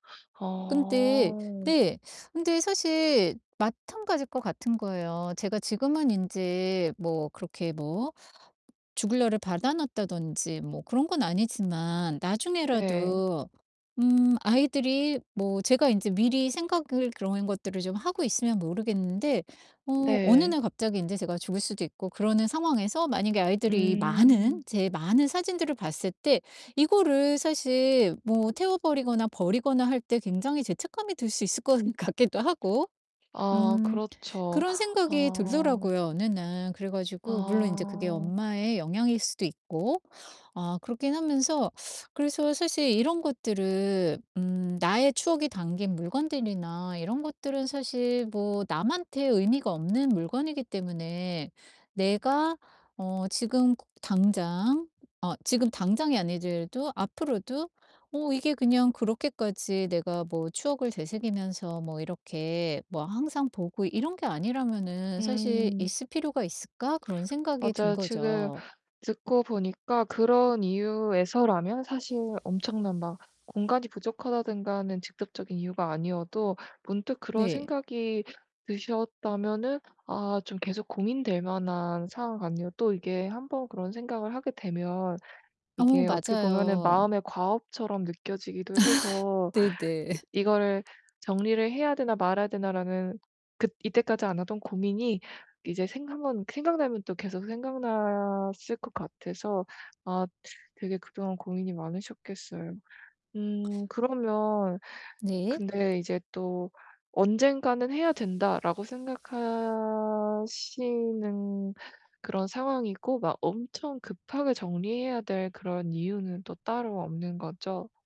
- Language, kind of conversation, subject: Korean, advice, 추억이 담긴 물건을 정리해 보관할지, 아니면 버릴지 어떻게 결정하면 좋을까요?
- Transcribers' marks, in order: distorted speech; other background noise; laughing while speaking: "같기도 하고"; tapping; static; laugh